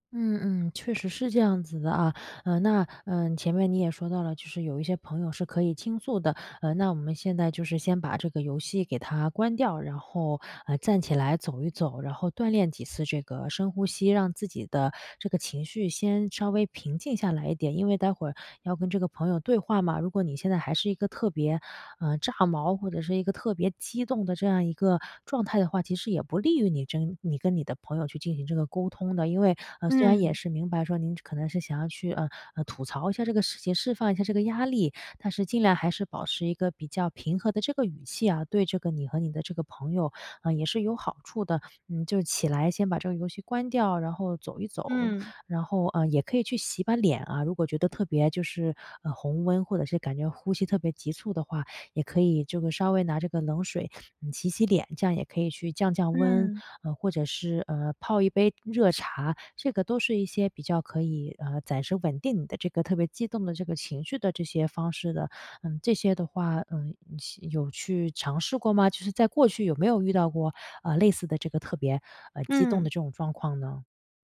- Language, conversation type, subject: Chinese, advice, 我情绪失控时，怎样才能立刻稳定下来？
- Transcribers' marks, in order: other background noise; "站" said as "暂"; sniff; "暂时" said as "攒时"